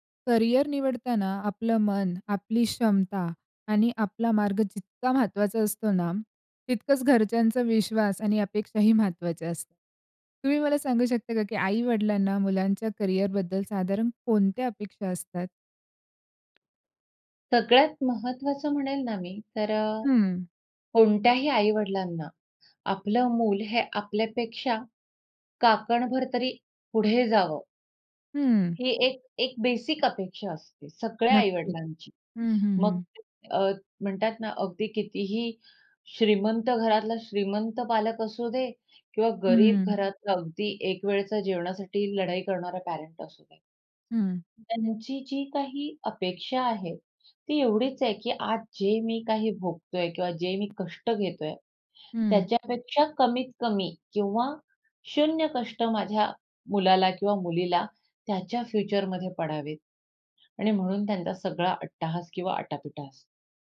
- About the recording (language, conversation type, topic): Marathi, podcast, आई-वडिलांना तुमच्या करिअरबाबत कोणत्या अपेक्षा असतात?
- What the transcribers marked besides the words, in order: tapping; in English: "बेसिक"